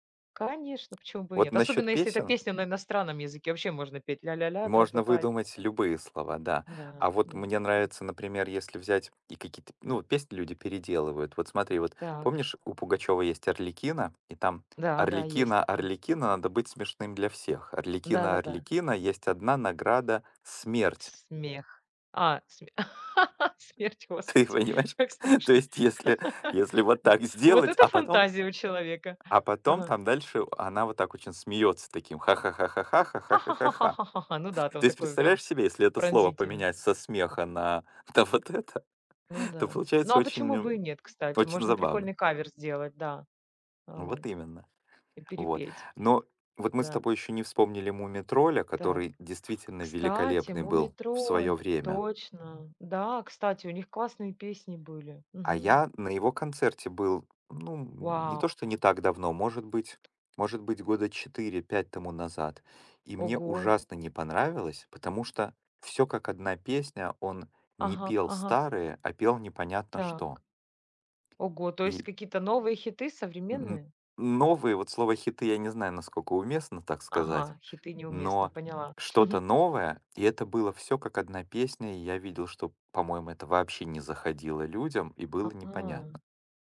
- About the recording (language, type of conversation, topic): Russian, unstructured, Какая песня напоминает тебе о счастливом моменте?
- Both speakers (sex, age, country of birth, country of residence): female, 40-44, Ukraine, Spain; male, 45-49, Ukraine, United States
- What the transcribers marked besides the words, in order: tapping; laugh; laughing while speaking: "Смерть, господи. Как страшно"; laughing while speaking: "Ты понимаешь?"; laugh; other background noise; laughing while speaking: "та вот это"; chuckle